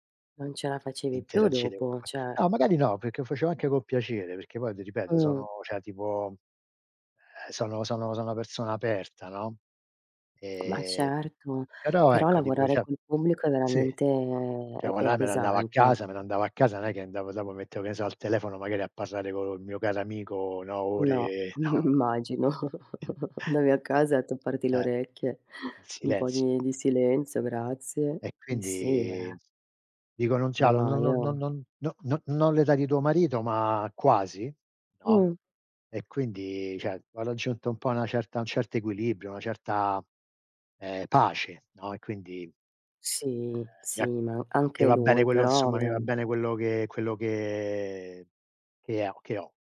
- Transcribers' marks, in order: unintelligible speech; "cioè" said as "ceh"; "cioè" said as "ceh"; other noise; laughing while speaking: "immagino"; laughing while speaking: "no"; chuckle; tapping; "cioè" said as "ceh"
- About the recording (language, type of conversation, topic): Italian, unstructured, Come definiresti un’amicizia vera?